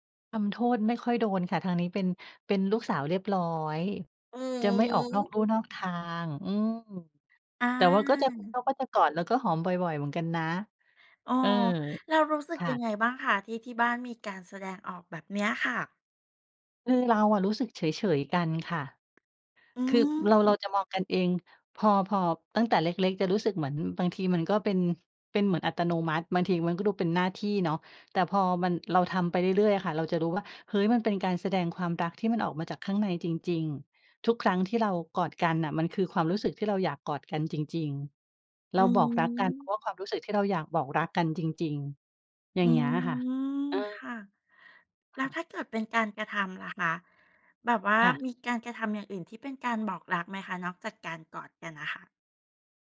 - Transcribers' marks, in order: none
- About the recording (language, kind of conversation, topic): Thai, podcast, ครอบครัวของคุณแสดงความรักต่อคุณอย่างไรตอนคุณยังเป็นเด็ก?